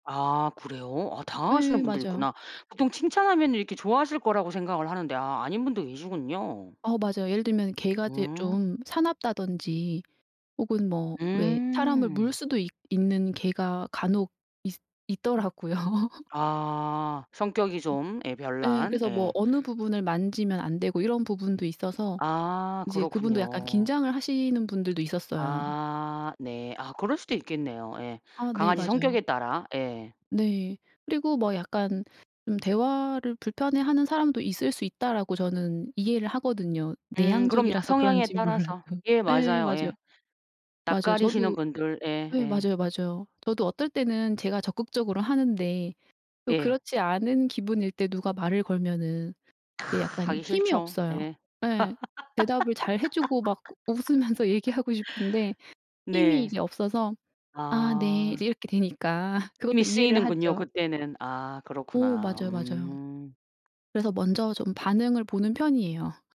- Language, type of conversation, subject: Korean, podcast, 스몰토크를 자연스럽게 이어 가는 방법이 있나요?
- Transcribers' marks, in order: other background noise; laugh; tapping; laughing while speaking: "몰라도"; other noise; laughing while speaking: "웃으면서"; laugh; laugh